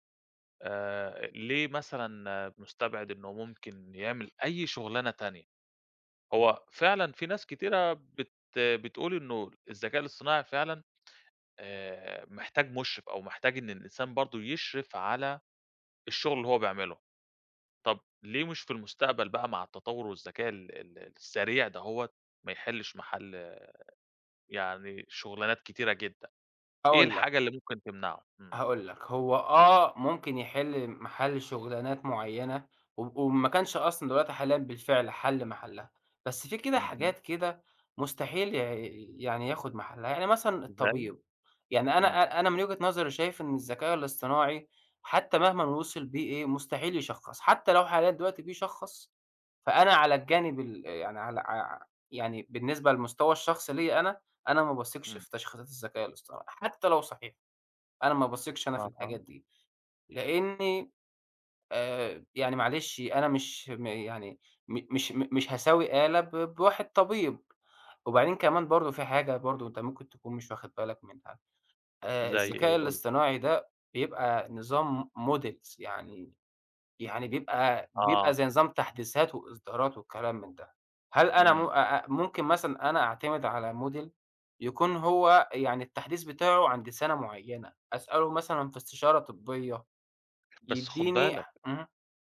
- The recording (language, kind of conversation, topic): Arabic, podcast, تفتكر الذكاء الاصطناعي هيفيدنا ولا هيعمل مشاكل؟
- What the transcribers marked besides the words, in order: tapping; in English: "models"; in English: "model"